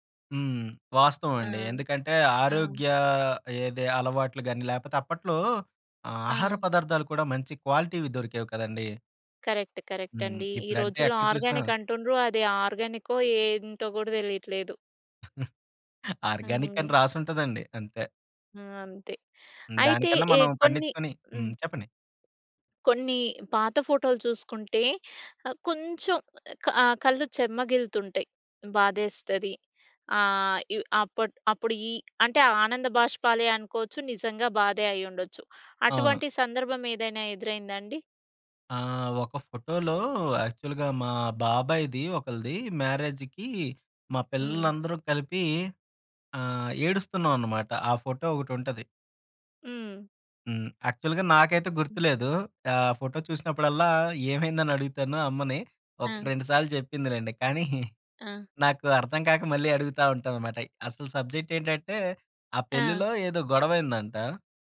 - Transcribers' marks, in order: in English: "క్వాలిటీ‌వి"; in English: "కరెక్ట్"; in English: "ఆర్గానిక్"; chuckle; in English: "యాక్చువల్‌గా"; in English: "యాక్చువల్‌గా"; chuckle
- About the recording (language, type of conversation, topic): Telugu, podcast, మీ కుటుంబపు పాత ఫోటోలు మీకు ఏ భావాలు తెస్తాయి?